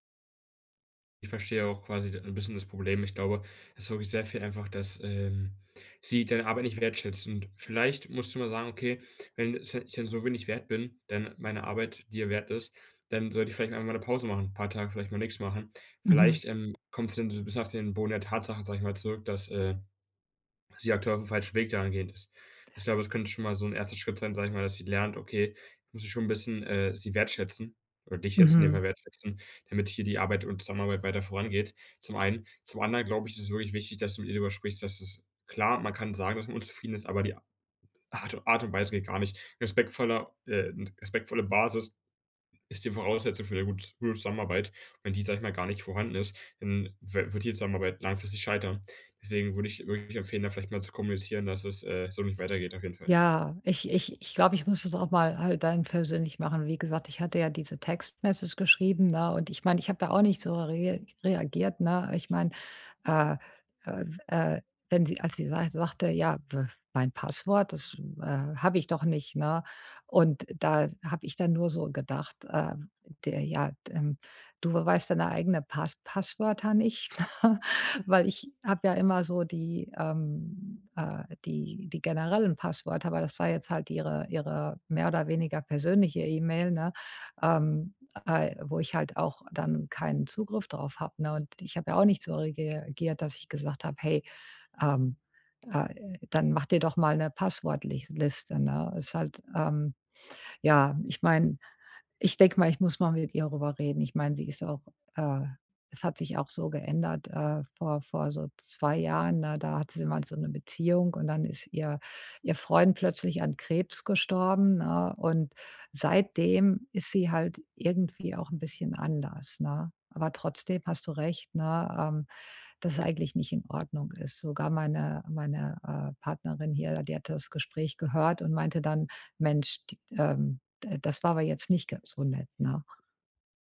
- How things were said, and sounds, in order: unintelligible speech; in English: "Text-Message"; laughing while speaking: "nicht, ne?"
- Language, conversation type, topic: German, advice, Wie kann ich Kritik annehmen, ohne sie persönlich zu nehmen?